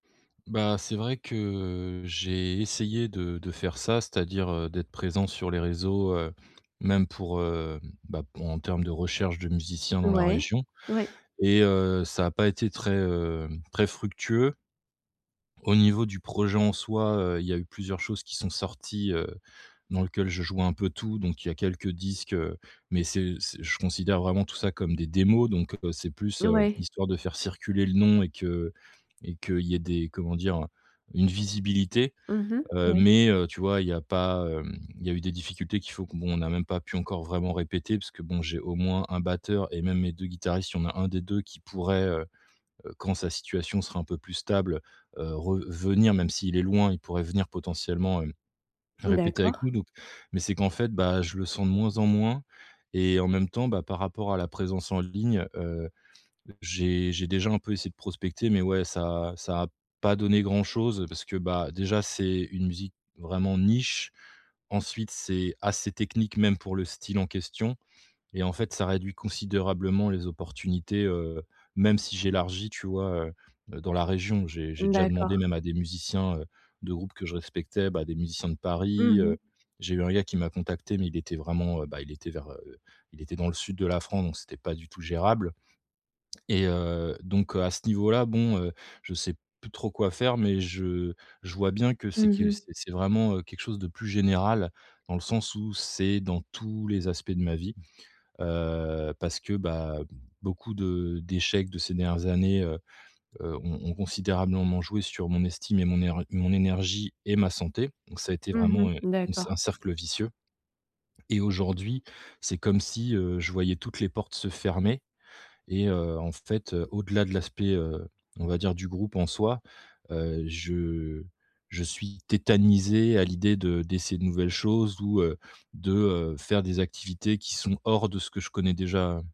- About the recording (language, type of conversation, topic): French, advice, Comment agir malgré la peur d’échouer sans être paralysé par l’angoisse ?
- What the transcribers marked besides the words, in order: other background noise; stressed: "niche"